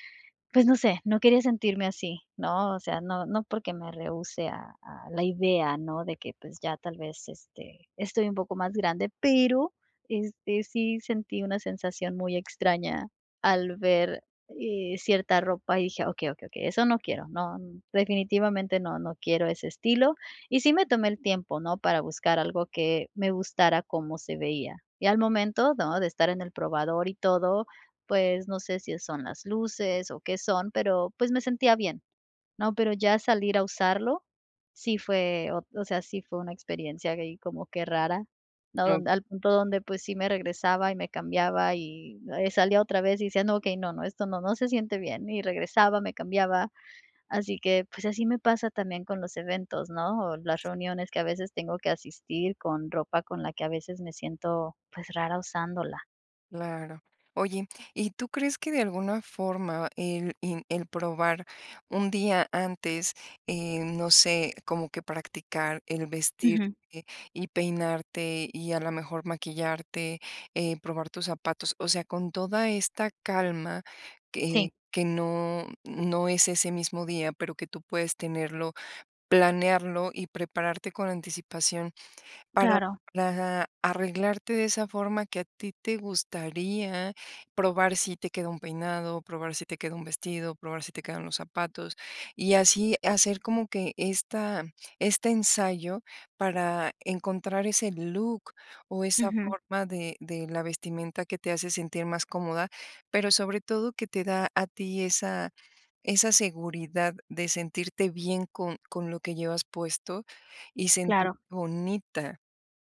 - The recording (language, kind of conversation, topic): Spanish, advice, ¿Cómo vives la ansiedad social cuando asistes a reuniones o eventos?
- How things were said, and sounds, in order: tapping